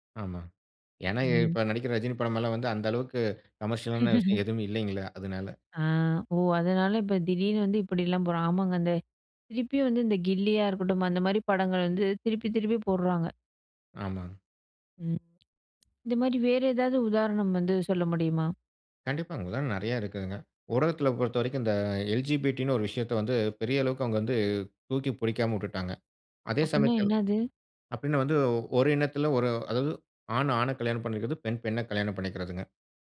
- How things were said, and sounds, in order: chuckle; "போடுறாங்க" said as "போறா"; anticipating: "ம். இந்த மாரி வேற எதாவது உதாரணம் வந்து சொல்ல முடியுமா?"; in English: "எல். ஜி. பி. டி"; anticipating: "அப்பட்ன்னா என்னாது?"
- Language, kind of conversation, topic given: Tamil, podcast, பிரதிநிதித்துவம் ஊடகங்களில் சரியாக காணப்படுகிறதா?